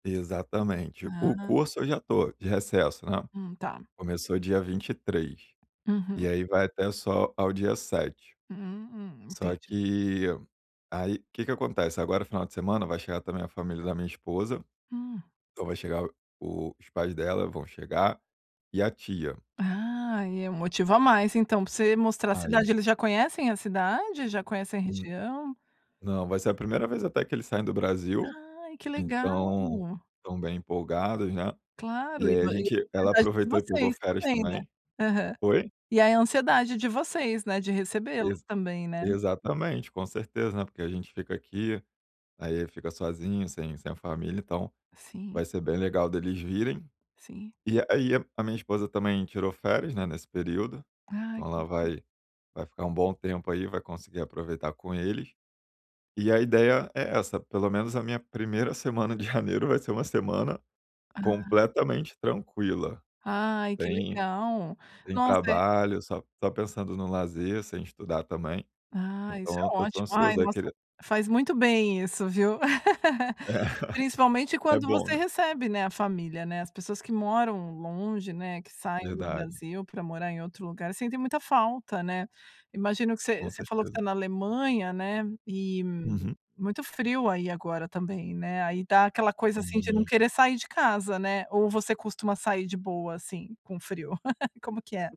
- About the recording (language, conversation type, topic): Portuguese, advice, Como posso lidar com ansiedade e insegurança durante viagens e passeios?
- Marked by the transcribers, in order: unintelligible speech; tapping; other noise; laugh; laughing while speaking: "É"; laugh